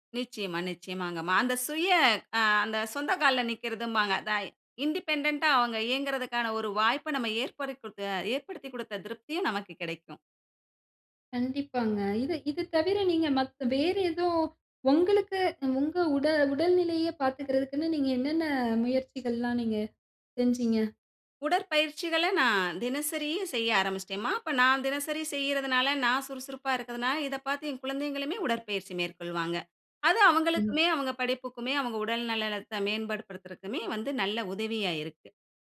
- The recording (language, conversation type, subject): Tamil, podcast, வேலைக்கும் வீட்டுக்கும் சமநிலையை நீங்கள் எப்படி சாதிக்கிறீர்கள்?
- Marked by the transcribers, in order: in English: "இண்டிபெண்டென்ட்டா"; "ஏற்படுத்திகுதுக்க" said as "ஏற்பரிக்குக்க"; "நலத்த" said as "நலனத்த"